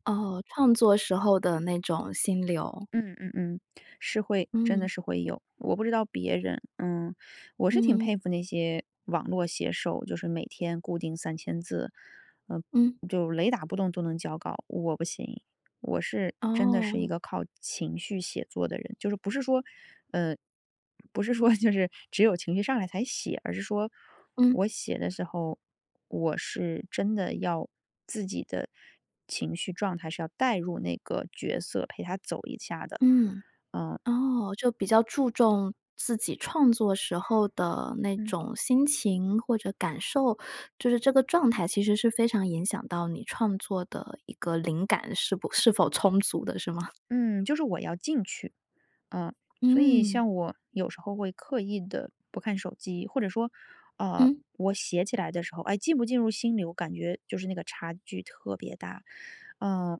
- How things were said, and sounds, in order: laughing while speaking: "就是"; chuckle; other background noise
- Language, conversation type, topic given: Chinese, podcast, 你如何知道自己进入了心流？